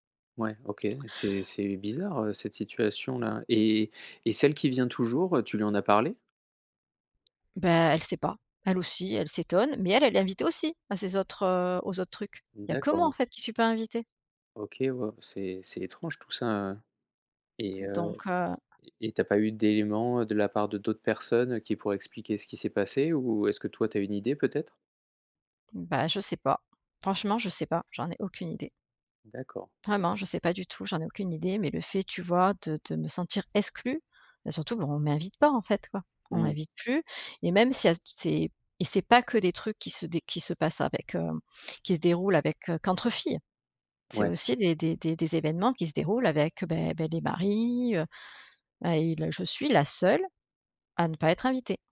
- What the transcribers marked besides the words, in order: stressed: "que moi"; other noise; stressed: "exclue"
- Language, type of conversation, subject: French, advice, Comment te sens-tu quand tu te sens exclu(e) lors d’événements sociaux entre amis ?